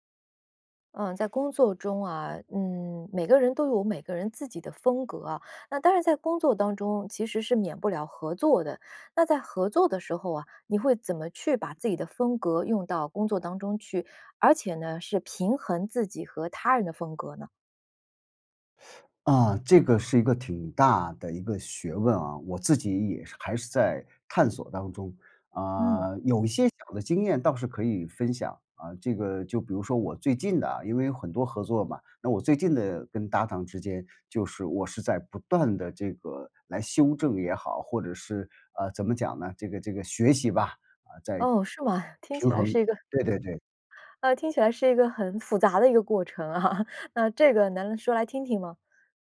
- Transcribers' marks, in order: teeth sucking; chuckle; laughing while speaking: "啊"
- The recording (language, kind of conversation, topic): Chinese, podcast, 合作时你如何平衡个人风格？